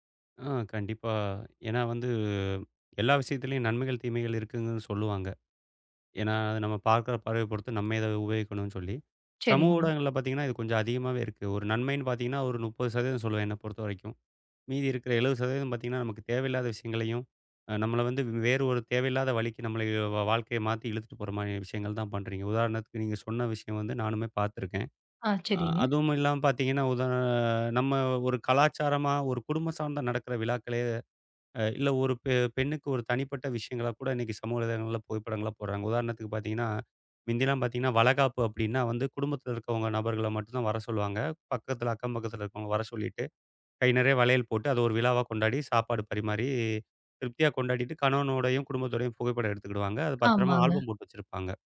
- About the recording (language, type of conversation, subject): Tamil, podcast, சமூக ஊடகங்கள் எந்த அளவுக்கு கலாச்சாரத்தை மாற்றக்கூடும்?
- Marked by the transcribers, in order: tapping; in English: "ஆல்பம்"